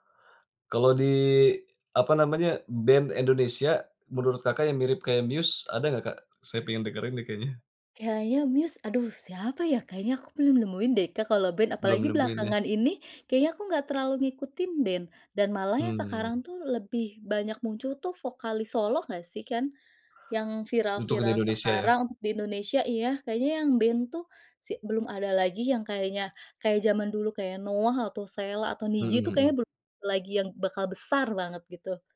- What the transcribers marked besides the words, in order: none
- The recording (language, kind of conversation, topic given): Indonesian, podcast, Bagaimana biasanya kamu menemukan musik baru?